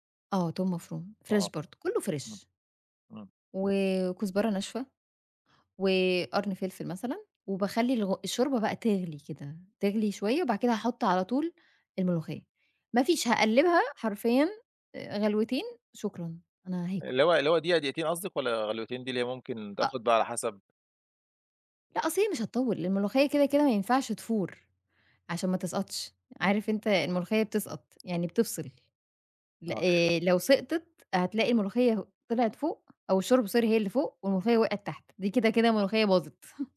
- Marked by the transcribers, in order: in English: "فريش"; in English: "فريش"; tapping; in English: "sorry"; other background noise; chuckle
- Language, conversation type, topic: Arabic, podcast, إزاي بتجهّز وجبة بسيطة بسرعة لما تكون مستعجل؟